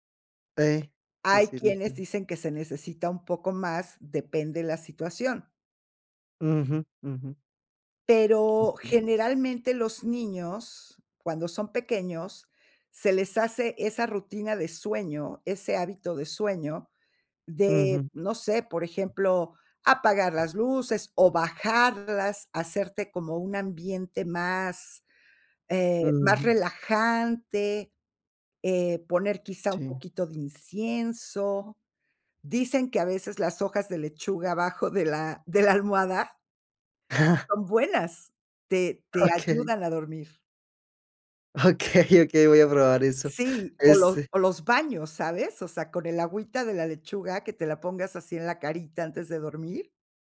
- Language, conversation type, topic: Spanish, advice, ¿Qué te está costando más para empezar y mantener una rutina matutina constante?
- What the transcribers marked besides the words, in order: other background noise; laughing while speaking: "la"; chuckle; laughing while speaking: "Okey"; laughing while speaking: "Okey, okey, voy a probar eso ese"